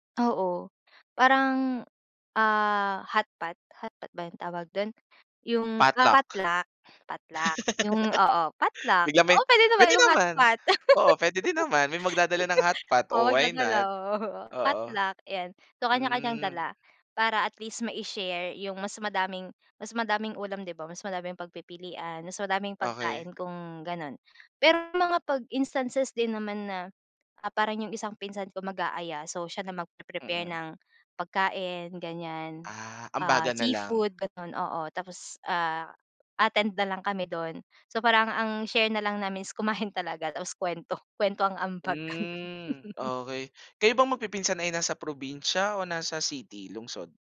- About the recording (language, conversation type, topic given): Filipino, podcast, Ano ang papel ng pagkain sa mga tradisyon ng inyong pamilya?
- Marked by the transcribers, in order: laugh; laugh; chuckle